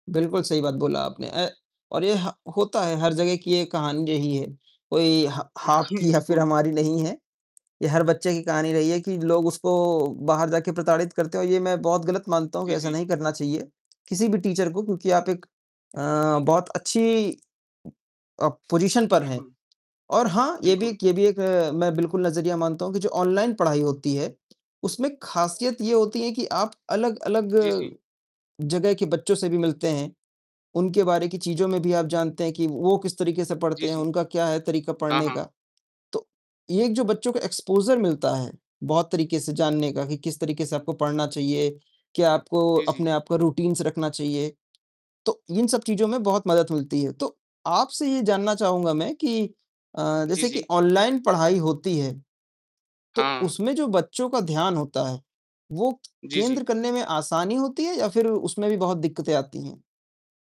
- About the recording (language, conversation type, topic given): Hindi, unstructured, क्या ऑनलाइन पढ़ाई, ऑफ़लाइन पढ़ाई से बेहतर हो सकती है?
- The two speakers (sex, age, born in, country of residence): male, 20-24, India, India; male, 20-24, India, India
- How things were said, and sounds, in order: distorted speech; laughing while speaking: "बिल्कुल"; tapping; in English: "टीचर"; in English: "पोज़ीशन"; mechanical hum; in English: "एक्सपोज़र"; in English: "रूटीन्स"